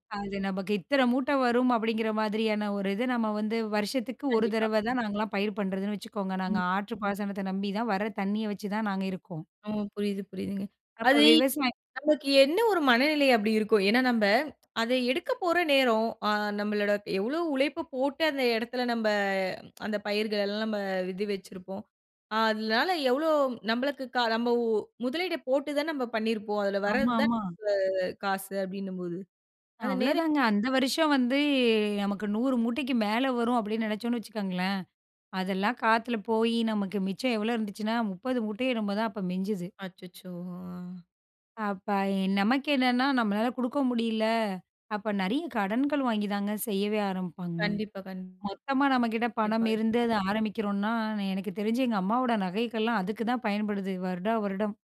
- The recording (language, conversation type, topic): Tamil, podcast, மழைக்காலமும் வறண்ட காலமும் நமக்கு சமநிலையை எப்படி கற்பிக்கின்றன?
- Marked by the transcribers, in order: tsk; unintelligible speech; drawn out: "வந்து"